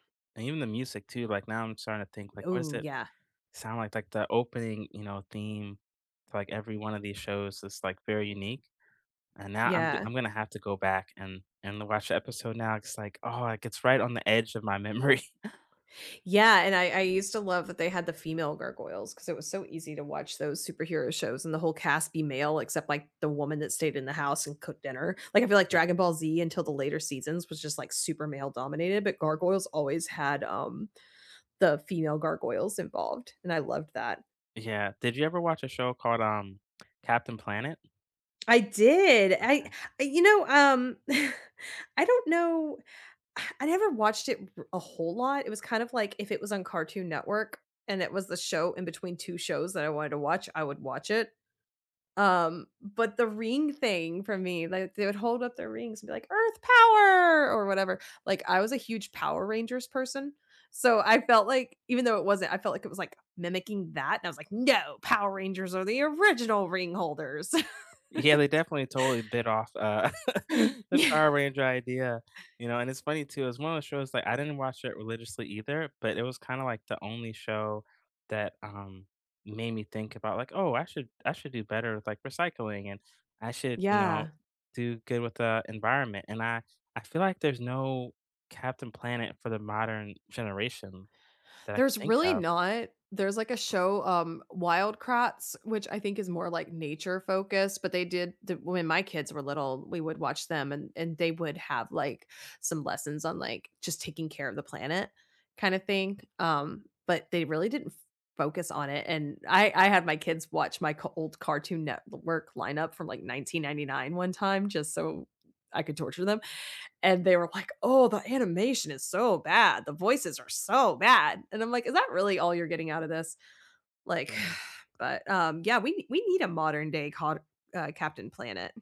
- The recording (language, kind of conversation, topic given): English, unstructured, Which TV shows or movies do you rewatch for comfort?
- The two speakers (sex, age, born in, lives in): female, 40-44, United States, United States; male, 40-44, United States, United States
- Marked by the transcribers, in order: laughing while speaking: "memory"; other background noise; tsk; tapping; chuckle; scoff; put-on voice: "Earth power!"; put-on voice: "No, Power Rangers are the original ring holders!"; laugh; chuckle; sigh